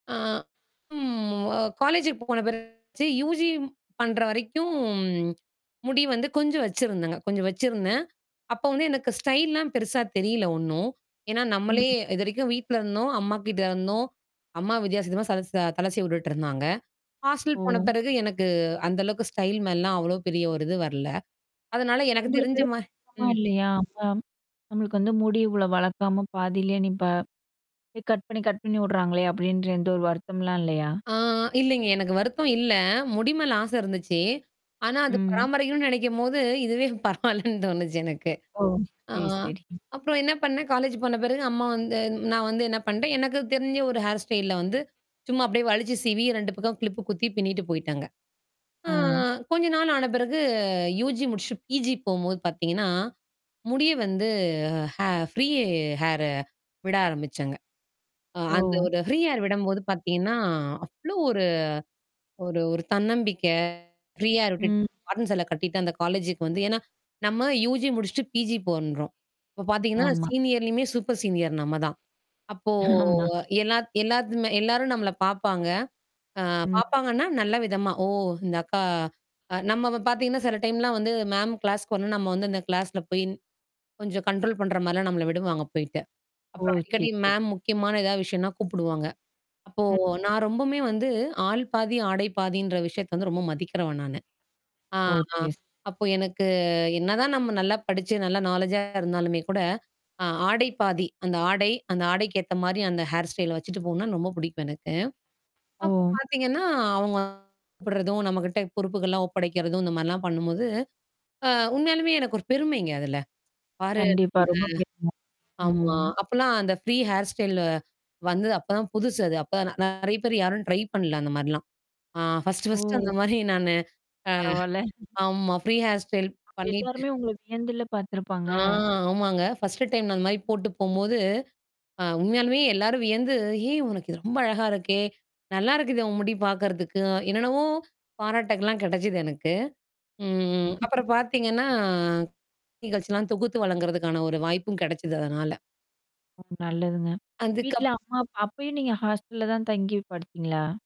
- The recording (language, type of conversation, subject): Tamil, podcast, உங்கள் உடை அலங்காரத்தை மாற்றியபோது உங்களுக்கு அவமானம் அதிகமாகத் தோன்றியதா, பெருமை அதிகமாகத் தோன்றியதா?
- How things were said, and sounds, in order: distorted speech; in English: "யுஜி"; other background noise; static; unintelligible speech; unintelligible speech; laughing while speaking: "பரவால்லன்னு தோணுச்சு எனக்கு"; in English: "ஹேர் ஸ்டைல்ல"; in English: "யுஜி"; in English: "பிஜி"; in English: "ஹே ஃப்ரீ ஹேரு"; in English: "ஃப்ரீ ஹேர்"; in English: "ஃப்ரீ ஹேர்"; in English: "யுஜி"; in English: "பிஜி"; "பண்றோம்" said as "போண்றோம்"; in English: "சீனியர்லயுமே, சூப்பர் சீனியர்"; laughing while speaking: "ஆமா"; in English: "கண்ட்ரோல்"; unintelligible speech; in English: "நாலேட்ஜா"; in English: "ஹேர் ஸ்டைல"; in English: "ஃப்ரீ ஹேர் ஸ்டைல்ல"; in English: "ட்ரை"; mechanical hum; in English: "ஃபர்ஸ்ட்டு ஃபர்ஸ்ட்"; chuckle; in English: "ஃப்ரீ ஹேர் ஸ்டைல்"; drawn out: "ஆ"; in English: "ஃபர்ஸ்ட்டு டைம்"; other noise